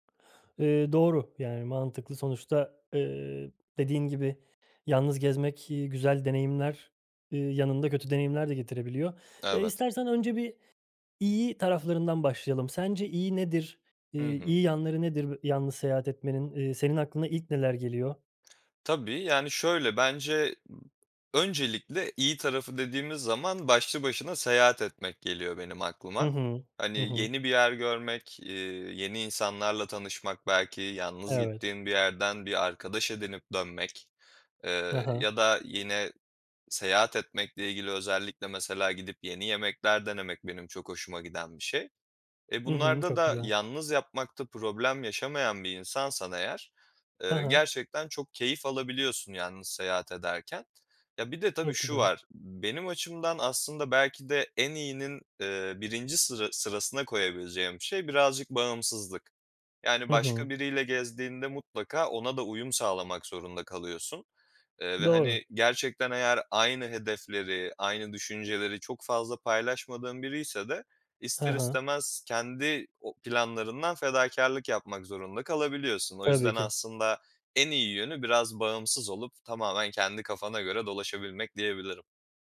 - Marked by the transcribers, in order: none
- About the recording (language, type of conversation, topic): Turkish, podcast, Yalnız seyahat etmenin en iyi ve kötü tarafı nedir?